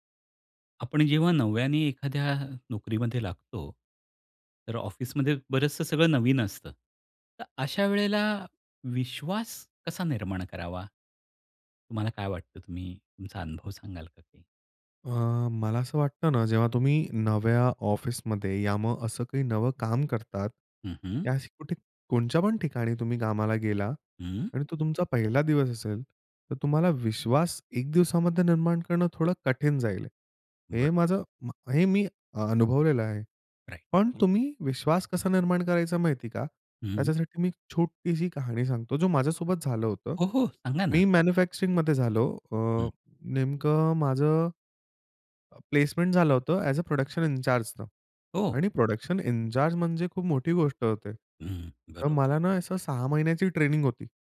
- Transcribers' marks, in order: in English: "मॅन्युफॅक्चरिंगमध्ये"; in English: "प्लेसमेंट"; in English: "ॲज अ प्रॉडक्शन इनचार्जने"; in English: "प्रॉडक्शन इनचार्ज"; other background noise
- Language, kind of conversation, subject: Marathi, podcast, ऑफिसमध्ये विश्वास निर्माण कसा करावा?